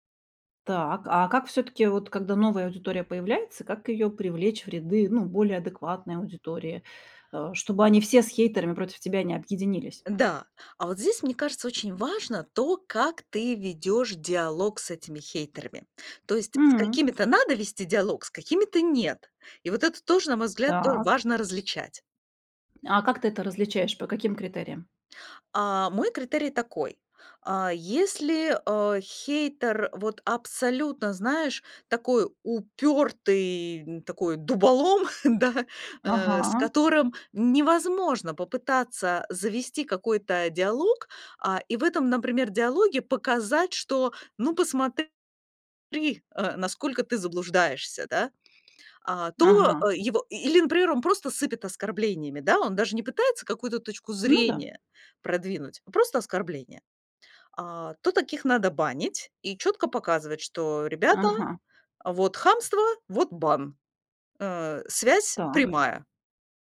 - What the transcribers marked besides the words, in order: other background noise; tapping; chuckle
- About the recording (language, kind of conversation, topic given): Russian, podcast, Как вы реагируете на критику в социальных сетях?